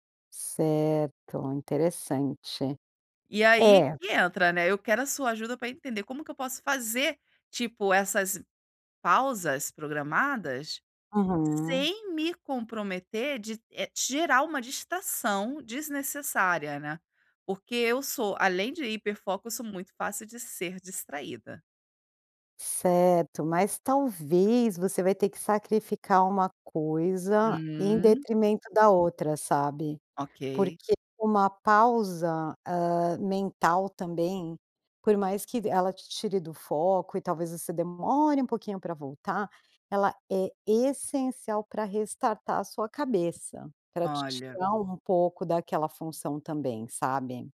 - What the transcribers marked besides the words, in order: none
- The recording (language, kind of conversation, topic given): Portuguese, advice, Como posso equilibrar o trabalho com pausas programadas sem perder o foco e a produtividade?